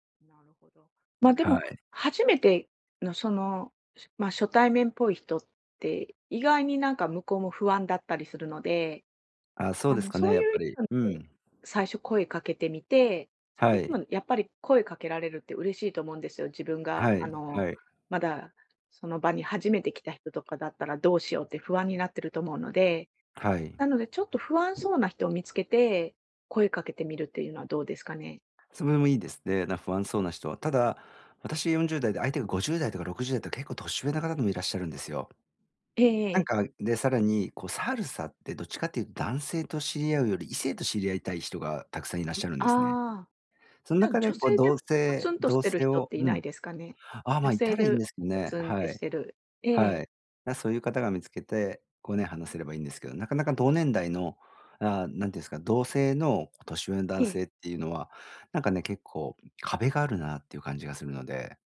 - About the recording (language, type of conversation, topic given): Japanese, advice, 社交的な場で不安を抑えるにはどうすればよいですか？
- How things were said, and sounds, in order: none